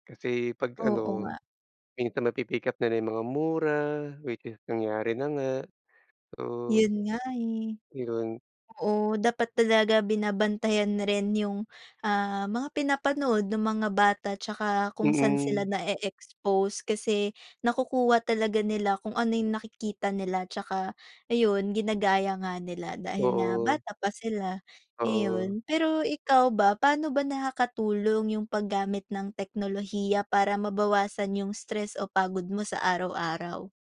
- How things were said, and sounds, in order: in English: "which is"
- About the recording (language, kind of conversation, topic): Filipino, unstructured, Ano ang paborito mong paraan ng pagpapahinga gamit ang teknolohiya?